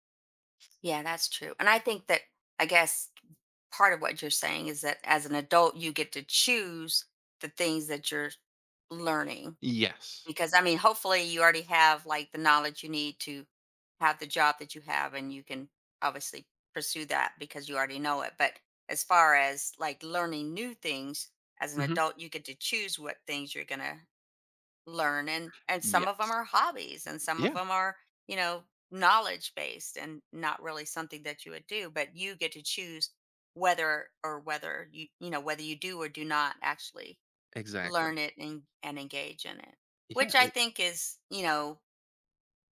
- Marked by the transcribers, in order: other background noise; laughing while speaking: "Yeah"
- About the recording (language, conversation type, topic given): English, podcast, What helps you keep your passion for learning alive over time?